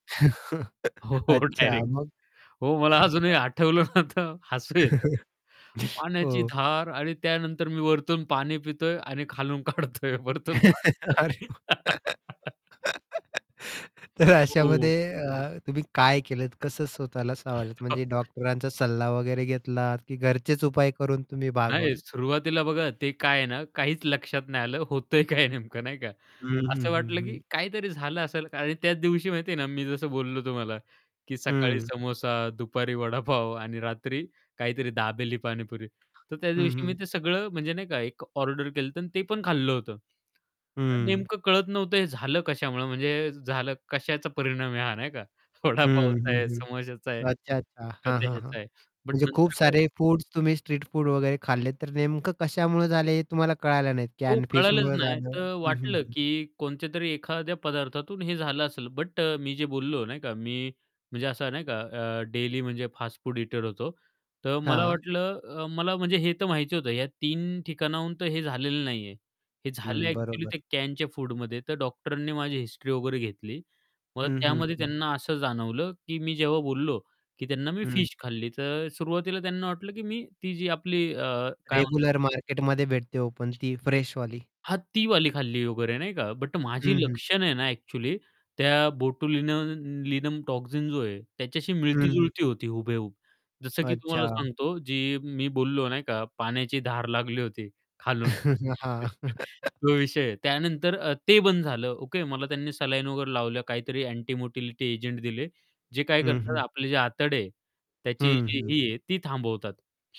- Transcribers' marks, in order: static; chuckle; laughing while speaking: "हो, डायरेक्ट. हो, मला अजूनही आठवलं ना, तर हसू येतं"; chuckle; laugh; laughing while speaking: "अरे"; unintelligible speech; laugh; laughing while speaking: "काढतोय वरतून पाणी"; laugh; other background noise; laugh; laughing while speaking: "होतंय काय नेमकं नाही का"; laughing while speaking: "वडापाव"; tapping; laughing while speaking: "वडापावचा आहे"; distorted speech; "कोणत्यातरी" said as "कोणाच्यातरी"; in English: "डेली"; in English: "ओपन"; in English: "फ्रेशवाली"; chuckle; laugh; chuckle
- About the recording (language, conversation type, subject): Marathi, podcast, खाण्यामुळे आजार झाला असेल, तर तुम्ही तो कसा सांभाळला?